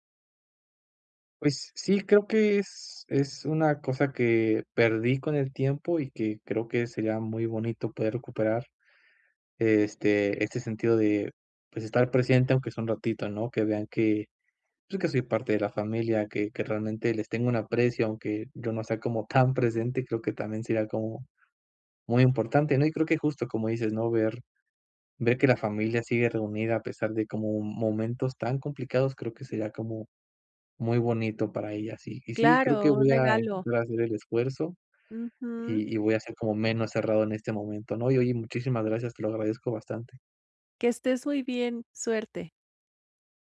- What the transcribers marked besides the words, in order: chuckle
- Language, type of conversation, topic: Spanish, advice, ¿Cómo puedo aprender a disfrutar las fiestas si me siento fuera de lugar?
- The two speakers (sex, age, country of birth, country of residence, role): female, 50-54, Mexico, Mexico, advisor; male, 30-34, Mexico, Mexico, user